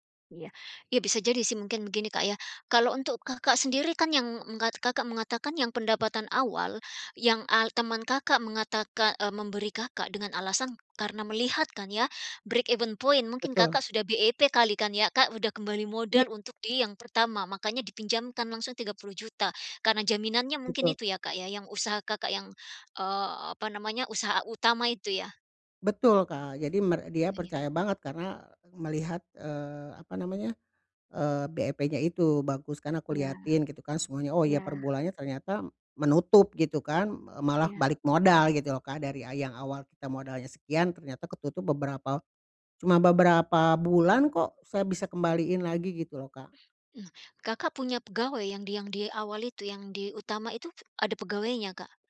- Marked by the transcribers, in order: in English: "break even point"; other background noise
- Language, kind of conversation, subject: Indonesian, advice, Bagaimana cara mengelola utang dan tagihan yang mendesak?